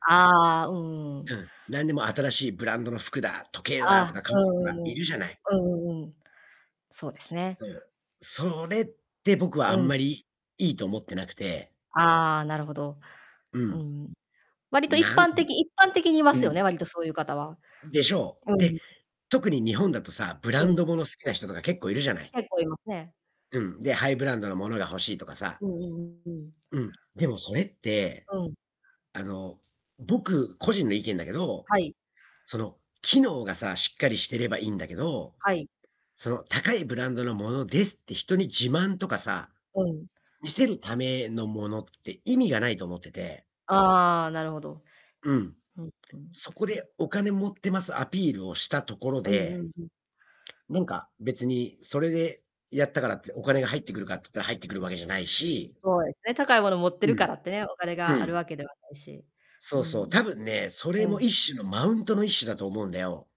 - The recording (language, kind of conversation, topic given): Japanese, unstructured, お金と幸せ、どちらがより大切だと思いますか？
- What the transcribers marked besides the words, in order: distorted speech; unintelligible speech